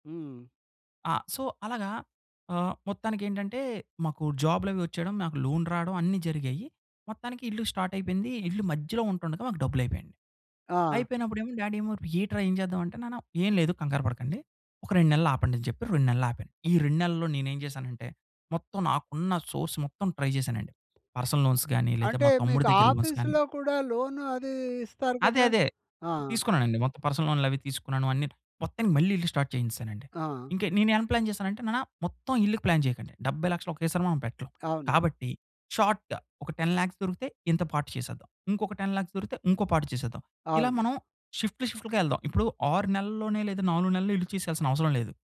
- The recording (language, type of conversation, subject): Telugu, podcast, ఒక పెద్ద లక్ష్యాన్ని చిన్న భాగాలుగా ఎలా విభజిస్తారు?
- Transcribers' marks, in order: in English: "సో"; in English: "లోన్"; in English: "స్టార్ట్"; in English: "డ్యాడీ"; in English: "సోర్స్"; in English: "ట్రై"; in English: "పర్సనల్ లోన్స్"; tapping; in English: "ఆఫీసు‌లో"; in English: "లోన్స్"; in English: "లోన్"; in English: "పర్సనల్"; in English: "స్టార్ట్"; in English: "ప్లాన్"; in English: "ప్లాన్"; in English: "షార్ట్‌గా"; in English: "టెన్ లాఖ్స్"; in English: "పార్ట్"; in English: "టెన్ లాఖ్స్"; in English: "పార్ట్"